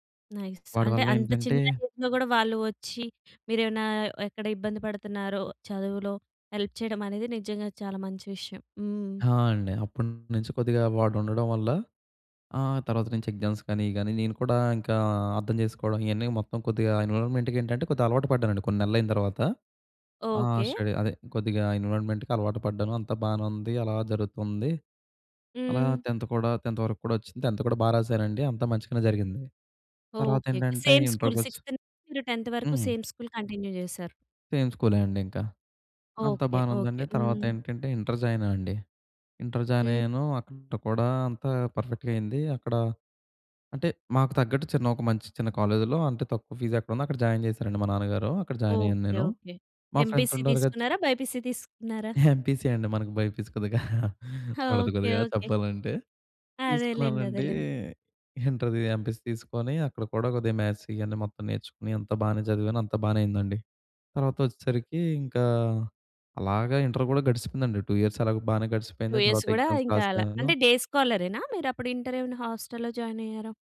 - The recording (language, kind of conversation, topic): Telugu, podcast, పేదరికం లేదా ఇబ్బందిలో ఉన్నప్పుడు అనుకోని సహాయాన్ని మీరు ఎప్పుడైనా స్వీకరించారా?
- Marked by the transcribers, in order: in English: "నైస్"; in English: "ఏజ్‌లో"; in English: "హెల్ప్"; in English: "ఎగ్జామ్స్"; in English: "స్టడీ"; in English: "ఎన్విరాన్మెంట్‌కి"; in English: "టెంత్"; in English: "టెంత్"; in English: "టెంత్"; in English: "సేమ్ స్కూల్ సిక్స్త్"; in English: "టెంత్"; in English: "సేమ్ స్కూల్ కంటిన్యూ"; in English: "సేమ్"; in English: "జాయిన్"; in English: "జాయిన్"; in English: "పర్ఫెక్ట్‌గా"; in English: "కాలేజ్‌లో"; in English: "ఫీజ్"; in English: "జాయిన్"; in English: "జాయిన్"; in English: "ఎంపీసీ"; in English: "ఫ్రెండ్స్"; in English: "బైపీసీ"; in English: "బైపీసీ"; chuckle; in English: "ఎంపీసీ"; in English: "మ్యాథ్స్"; in English: "టూ ఇయర్స్"; in English: "టూ ఇయర్స్"; in English: "ఎగ్జామ్స్"; in English: "డే స్కాలరేనా?"; in English: "హోస్టల్‌లో జాయిన్"